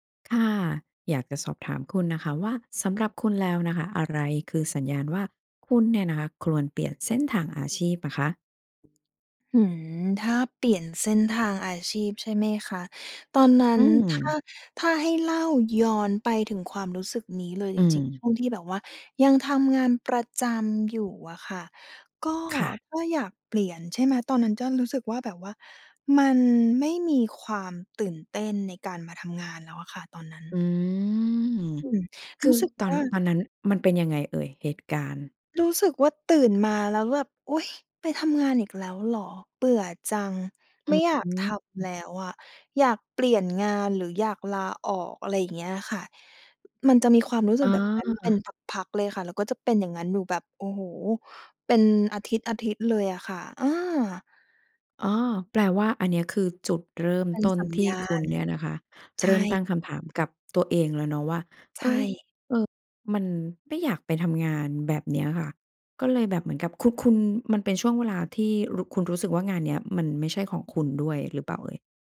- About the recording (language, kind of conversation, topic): Thai, podcast, อะไรคือสัญญาณว่าคุณควรเปลี่ยนเส้นทางอาชีพ?
- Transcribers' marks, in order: none